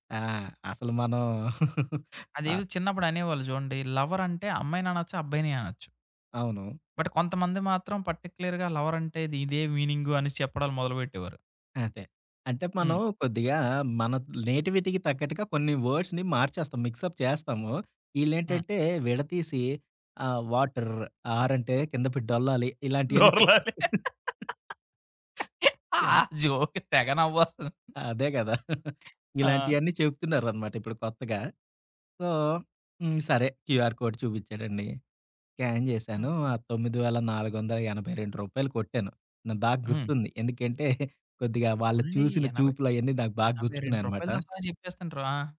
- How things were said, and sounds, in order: tapping; giggle; in English: "లవర్"; in English: "బట్"; in English: "పర్టిక్యులర్‌గా లవర్"; in English: "నేటివిటీకి"; in English: "వర్డ్స్‌ని"; in English: "మిక్సప్"; in English: "వాటర్ ఆర్"; laughing while speaking: "దొరలలి ఆ జోక్‌కి తెగనవోస్తది"; laughing while speaking: "చెప్తుంటా"; in English: "జోక్‌కి"; in English: "యాహ్!"; giggle; other background noise; in English: "సో"; in English: "క్యూఆర్ కోడ్"; in English: "స్కాన్"
- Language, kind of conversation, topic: Telugu, podcast, పేపర్లు, బిల్లులు, రశీదులను మీరు ఎలా క్రమబద్ధం చేస్తారు?